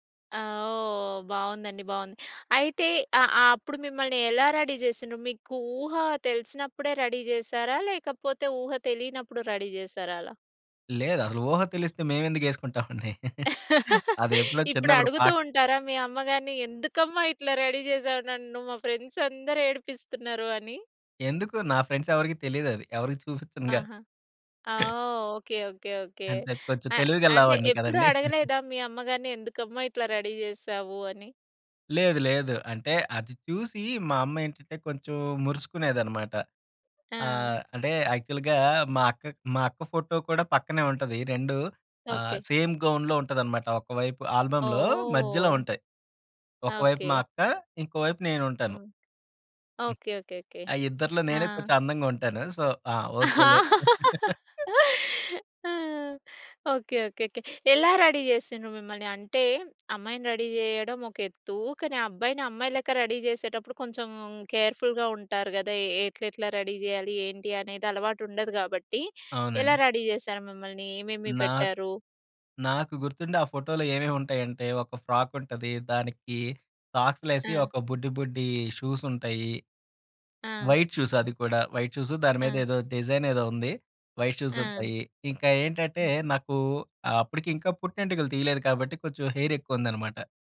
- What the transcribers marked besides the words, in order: in English: "రెడీ"; in English: "రెడీ"; in English: "రెడీ"; laugh; chuckle; in English: "రెడీ"; in English: "ఫ్రెండ్స్"; in English: "ఫ్రెండ్స్"; chuckle; chuckle; in English: "రెడీ"; in English: "యాక్చువల్‌గా"; in English: "సేమ్"; in English: "ఆల్బమ్‌లో"; laugh; in English: "సో"; in English: "రెడీ"; laugh; in English: "రెడీ"; in English: "రెడీ"; in English: "కేర్‌ఫుల్‌గా"; in English: "రెడీ"; in English: "రెడీ"; in English: "ఫ్రాక్"; in English: "షూస్"; in English: "వైట్ షూస్"; in English: "వైట్ షోస్"; in English: "డిజైన్"; in English: "వైట్ షూస్"; in English: "హెయిర్"
- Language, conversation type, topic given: Telugu, podcast, మీ కుటుంబపు పాత ఫోటోలు మీకు ఏ భావాలు తెస్తాయి?